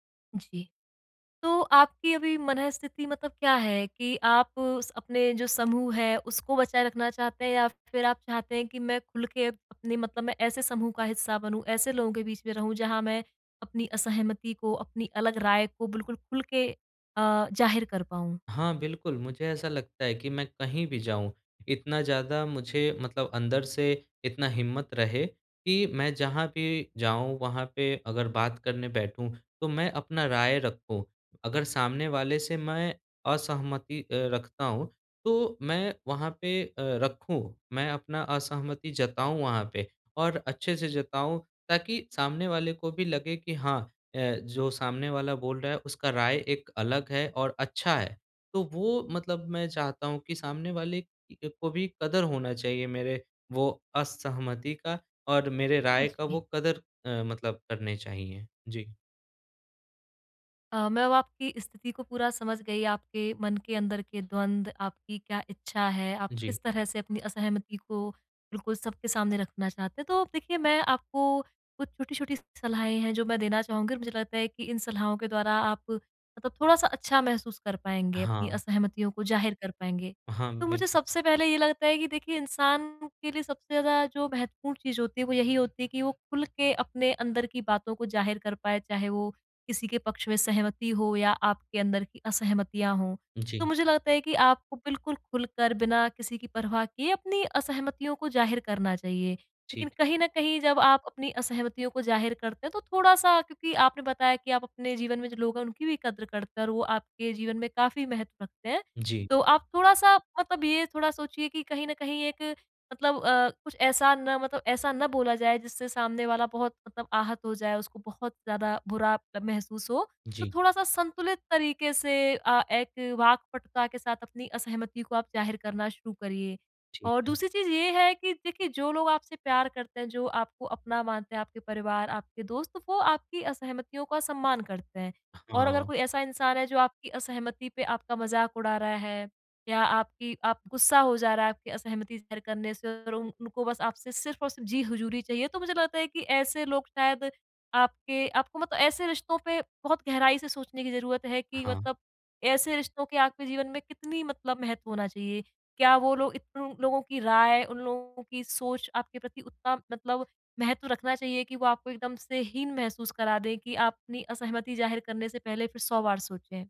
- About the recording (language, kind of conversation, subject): Hindi, advice, समूह में असहमति को साहसपूर्वक कैसे व्यक्त करूँ?
- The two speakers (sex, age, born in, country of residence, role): female, 25-29, India, India, advisor; male, 25-29, India, India, user
- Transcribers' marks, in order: in English: "शेयर"; "इतने" said as "इतनु"